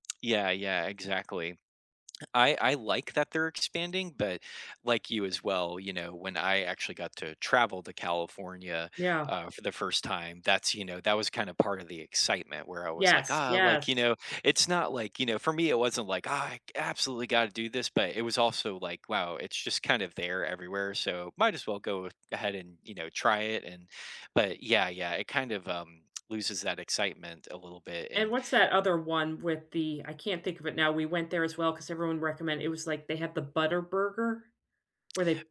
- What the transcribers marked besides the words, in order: none
- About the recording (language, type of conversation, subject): English, unstructured, What hidden gem in your hometown do you love sharing with visitors, and what story do you tell there?